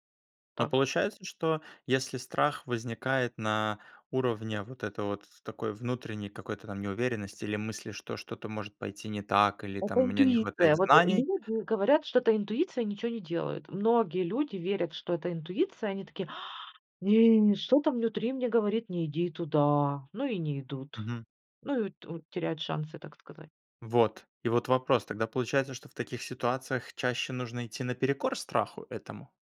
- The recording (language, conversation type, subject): Russian, podcast, Как отличить интуицию от страха или желания?
- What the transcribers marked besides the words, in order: tapping